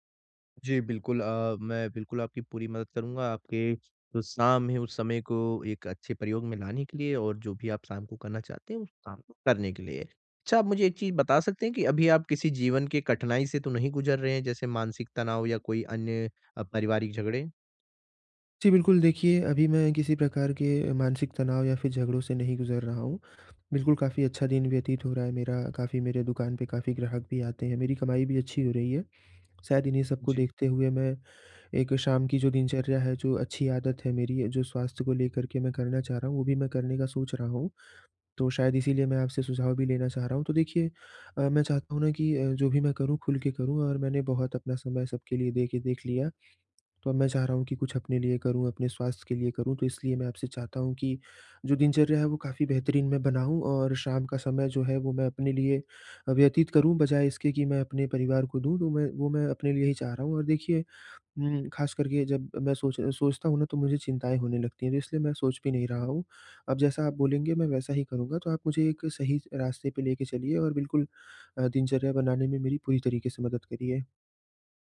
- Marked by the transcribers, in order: none
- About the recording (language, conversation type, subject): Hindi, advice, मैं शाम को शांत और आरामदायक दिनचर्या कैसे बना सकता/सकती हूँ?